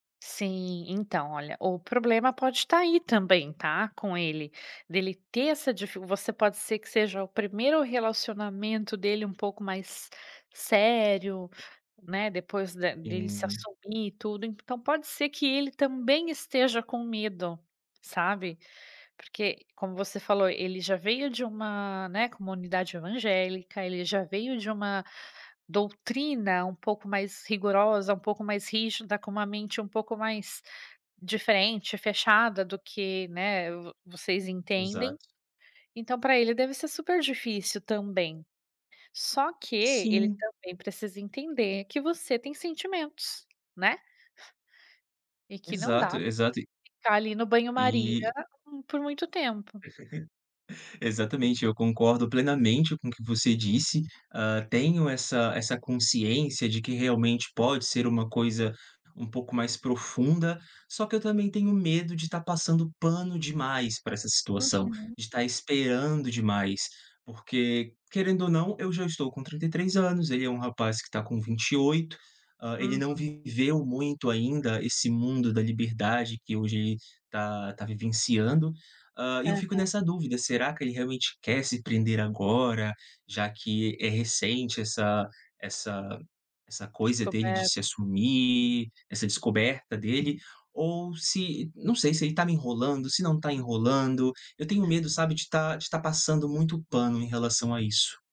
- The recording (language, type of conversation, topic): Portuguese, advice, Como você lida com a falta de proximidade em um relacionamento à distância?
- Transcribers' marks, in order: unintelligible speech; laugh